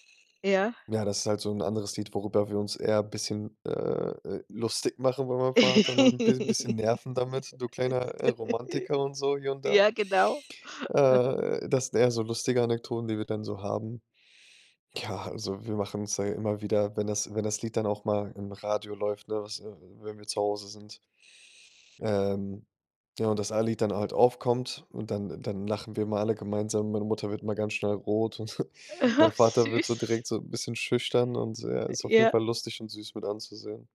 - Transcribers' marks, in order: laugh; "Anekdoten" said as "Anektoden"; laughing while speaking: "Ja"; other background noise; snort; laughing while speaking: "Ach"
- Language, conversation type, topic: German, podcast, Welches Lied spielt bei euren Familienfesten immer eine Rolle?